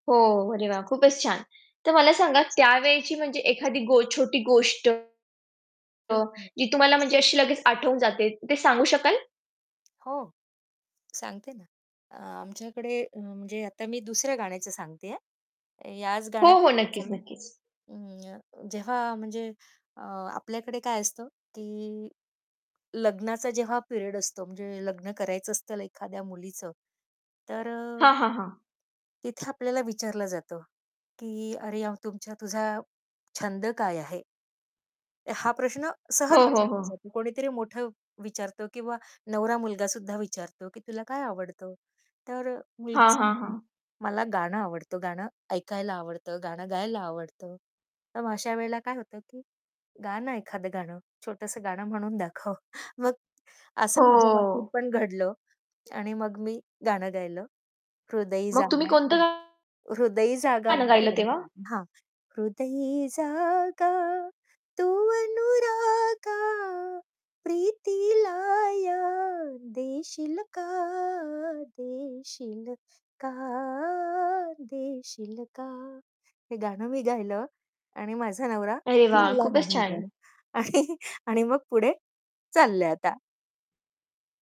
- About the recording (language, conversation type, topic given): Marathi, podcast, कुटुंबातील गायन‑संगीताच्या वातावरणामुळे तुझी संगीताची आवड कशी घडली?
- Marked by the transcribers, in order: static; distorted speech; unintelligible speech; tapping; in English: "पिरियड"; other noise; laughing while speaking: "दाखव"; singing: "हृदयी जागा, तू अनुरागा, प्रीतीला या देशील का, देशील का, देशील का"; laughing while speaking: "आणि"